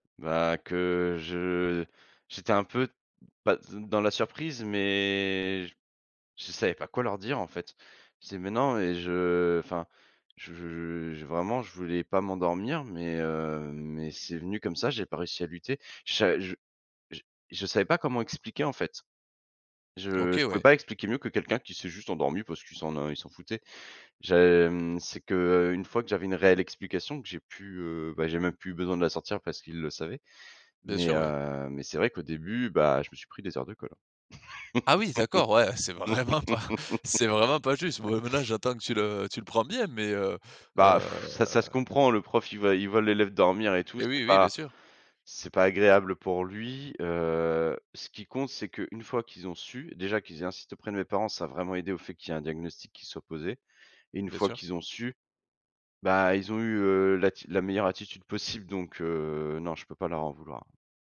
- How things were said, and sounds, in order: drawn out: "mais"; laughing while speaking: "vraiment pas"; laugh; sigh; drawn out: "heu"
- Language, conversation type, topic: French, podcast, Peux-tu raconter un souvenir marquant et expliquer ce qu’il t’a appris ?